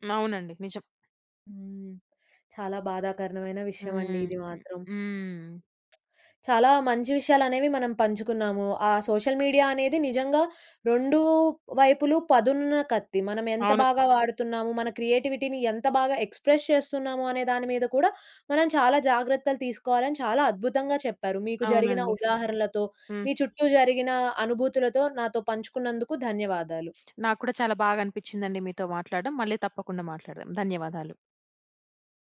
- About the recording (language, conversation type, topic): Telugu, podcast, సామాజిక మీడియా ప్రభావం మీ సృజనాత్మకతపై ఎలా ఉంటుంది?
- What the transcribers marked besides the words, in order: other background noise; sad: "చాలా బాధాకరనమైన విషయవండి"; tapping; in English: "సోషల్ మీడియా"; in English: "క్రియేటివిటీని"; in English: "ఎక్స్‌ప్రెస్"